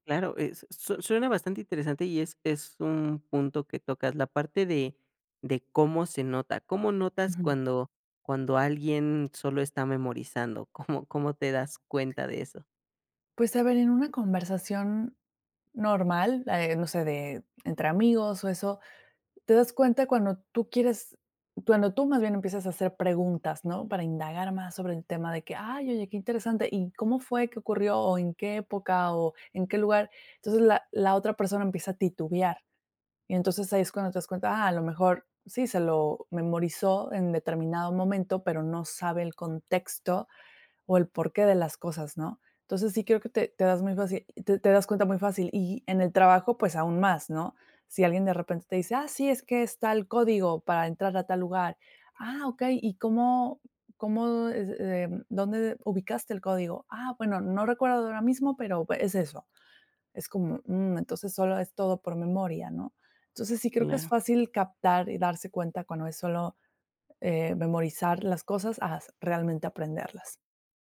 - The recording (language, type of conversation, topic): Spanish, podcast, ¿Cómo sabes si realmente aprendiste o solo memorizaste?
- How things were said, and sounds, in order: laughing while speaking: "¿Cómo"; other background noise; tapping